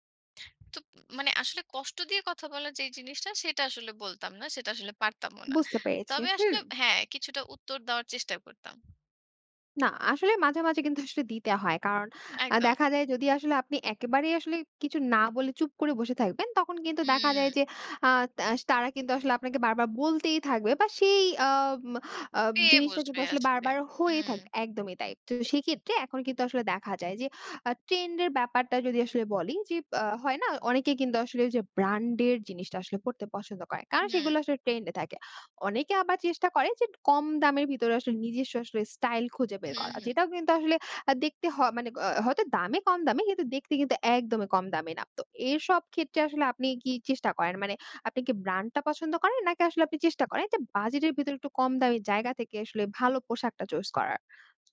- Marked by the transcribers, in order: other background noise; stressed: "ব্রান্ড"; "ব্র্যান্ড" said as "ব্রান্ড"
- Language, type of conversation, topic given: Bengali, podcast, নিজের আলাদা স্টাইল খুঁজে পেতে আপনি কী কী ধাপ নিয়েছিলেন?